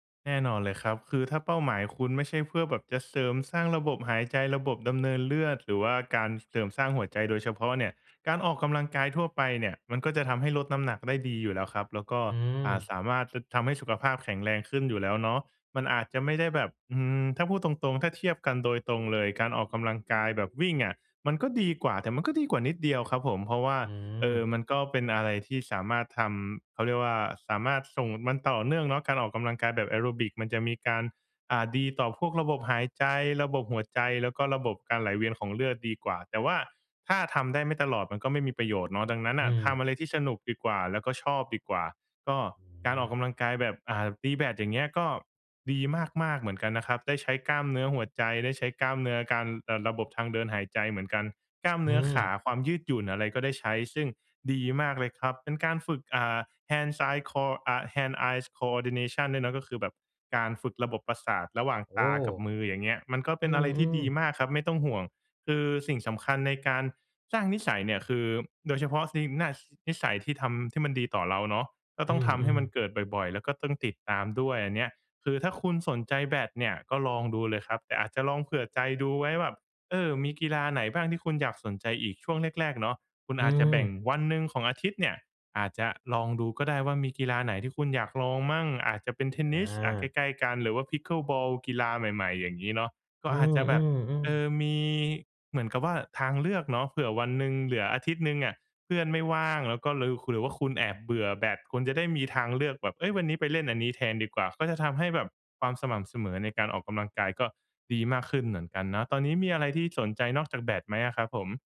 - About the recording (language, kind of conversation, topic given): Thai, advice, ฉันจะเริ่มสร้างนิสัยและติดตามความก้าวหน้าในแต่ละวันอย่างไรให้ทำได้ต่อเนื่อง?
- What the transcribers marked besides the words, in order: tapping; other background noise; in English: "Pickleball"